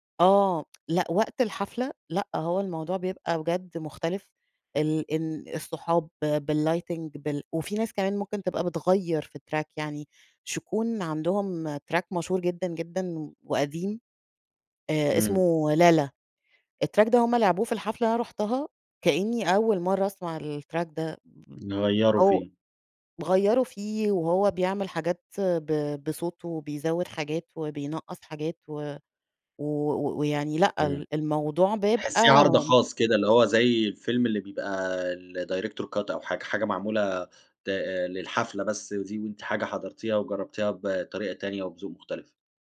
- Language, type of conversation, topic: Arabic, podcast, إيه أكتر حاجة بتخلي الحفلة مميزة بالنسبالك؟
- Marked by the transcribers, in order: tsk; in English: "بالlighting"; in English: "الtrack"; in English: "track"; in English: "الtrack"; in English: "الtrack"; tapping; in English: "الdirector cut"